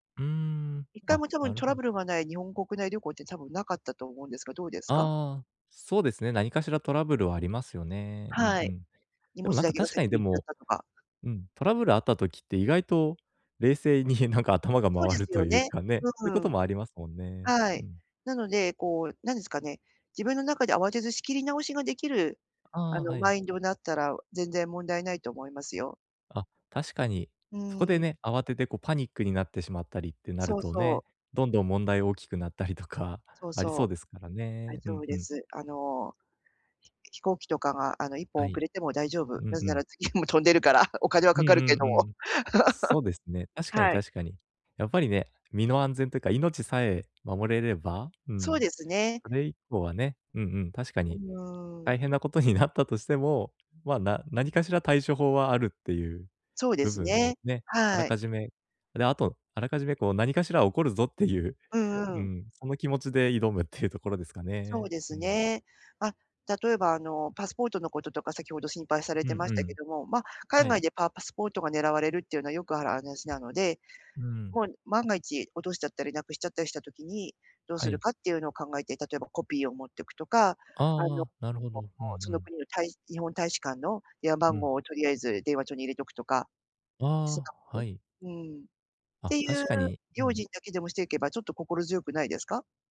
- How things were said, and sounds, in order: laughing while speaking: "なんか頭が回るというかね"; laughing while speaking: "次も飛んでるから、お金はかかるけども"; laugh
- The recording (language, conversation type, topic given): Japanese, advice, 安全に移動するにはどんなことに気をつければいいですか？